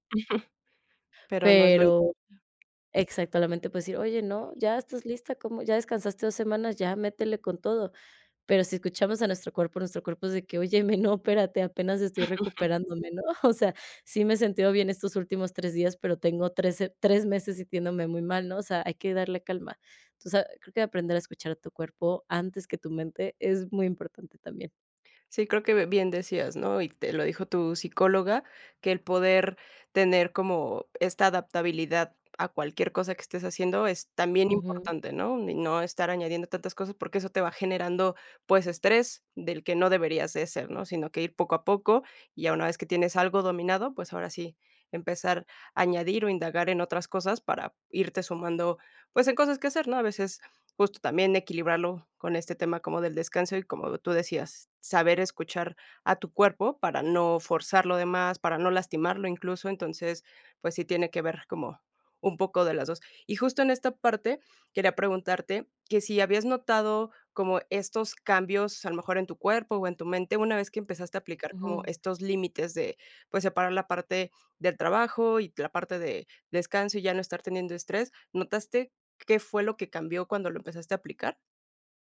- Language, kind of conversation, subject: Spanish, podcast, ¿Cómo equilibras el trabajo y el descanso durante tu recuperación?
- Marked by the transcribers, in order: chuckle; unintelligible speech; tapping; laughing while speaking: "óyeme, no, espérate, apenas estoy recuperándome, ¿no?"; laugh; laughing while speaking: "es muy importante también"